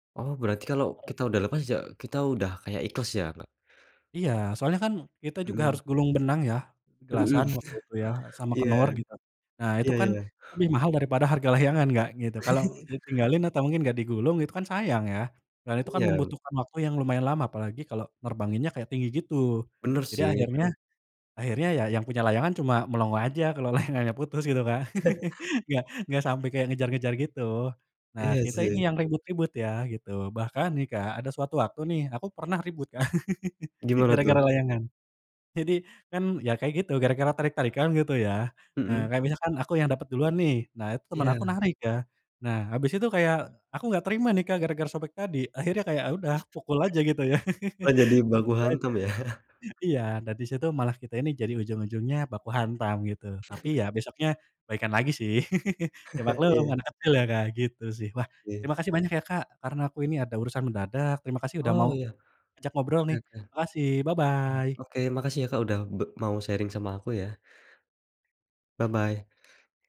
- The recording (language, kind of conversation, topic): Indonesian, podcast, Kenangan masa kecil apa yang masih sering terlintas di kepala?
- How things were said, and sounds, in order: chuckle; unintelligible speech; chuckle; laughing while speaking: "layangannya"; laugh; laugh; other background noise; chuckle; chuckle; laugh; unintelligible speech; chuckle; laugh; chuckle; in English: "bye-bye"; in English: "sharing"; in English: "Bye-bye"